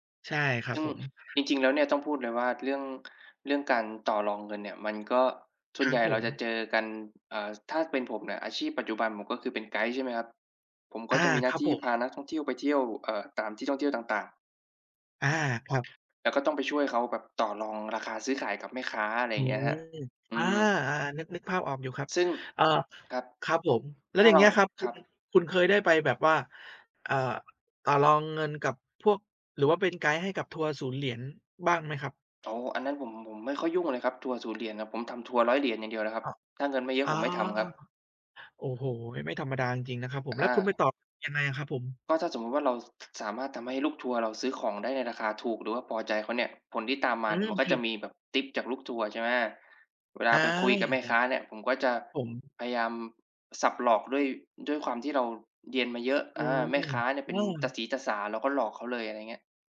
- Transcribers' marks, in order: tapping
- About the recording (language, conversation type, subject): Thai, unstructured, เวลาที่ต้องต่อรองเรื่องเงิน คุณมักเริ่มต้นอย่างไร?